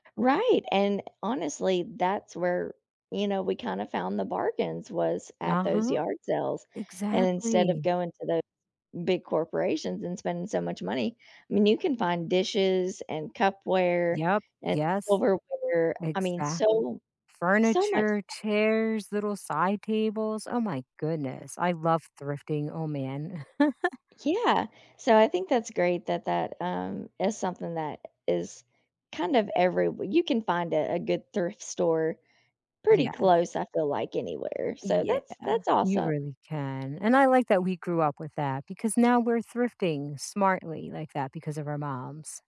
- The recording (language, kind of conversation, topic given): English, unstructured, Which childhood place still lives in your memory, and what about it still pulls you back?
- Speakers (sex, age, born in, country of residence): female, 35-39, United States, United States; female, 40-44, United States, United States
- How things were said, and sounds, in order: other background noise; laugh